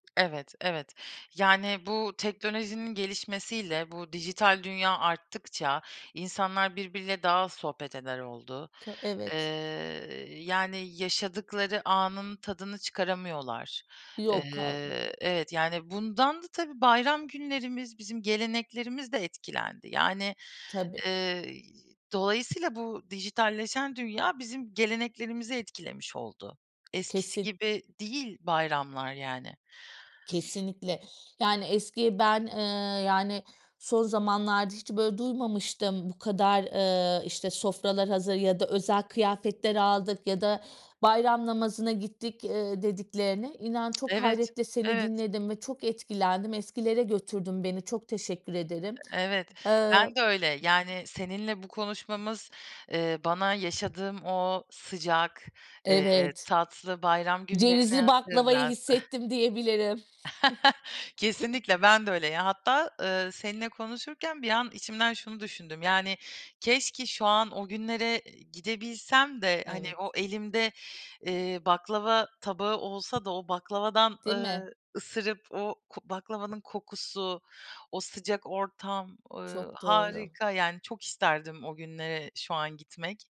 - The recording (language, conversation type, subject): Turkish, podcast, Bayramları evinizde nasıl geçirirsiniz?
- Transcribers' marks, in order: unintelligible speech; chuckle; giggle